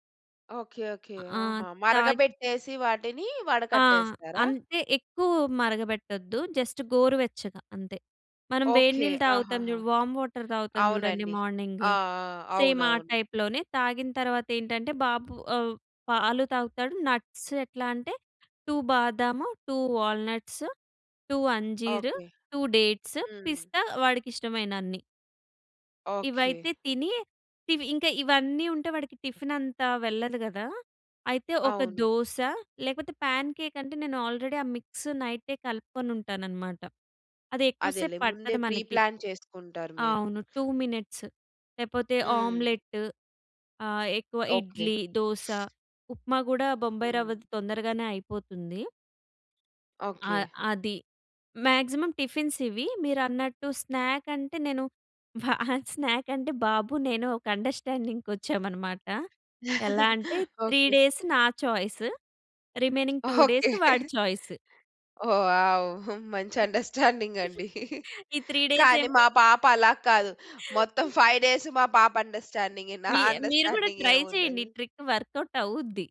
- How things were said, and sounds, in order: in English: "జస్ట్"; in English: "వామ్ వాటర్"; in English: "మార్నింగ్. సేమ్"; in English: "టైప్‌లోనే"; in English: "నట్స్"; in English: "టూ"; in English: "టూ వాల్నట్స్, టూ అంజీర్, టూ డేట్స్, పిస్తా"; in English: "పా‌న్‌కే‌క్"; in English: "ఆల్రెడీ"; in English: "మిక్స్ నైట్"; in English: "ప్రిప్లాన్"; sniff; in English: "టూ మినిట్స్"; sniff; in English: "మాక్సిమమ్ టిఫిన్స్"; in English: "స్నాక్"; in English: "స్నాక్"; in English: "అండర్‌స్టాండింగ్‌కి"; chuckle; in English: "త్రీ డేస్"; in English: "చాయిస్ రిమైనింగ్ టూ డేస్"; in English: "చాయిస్"; laughing while speaking: "మంచి అండర్‌స్టాండింగ్ అండి"; in English: "అండర్‌స్టాండింగ్"; chuckle; in English: "త్రిడేస్"; in English: "ఫైవ్ డేస్"; chuckle; in English: "అండర్‌స్టాండింగే"; in English: "అండర్‌స్టాండింగ్"; in English: "ట్రై"; in English: "ట్రిక్ వర్క్ఔట్"
- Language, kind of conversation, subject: Telugu, podcast, బడ్జెట్‌లో ఆరోగ్యకరంగా తినడానికి మీ సూచనలు ఏమిటి?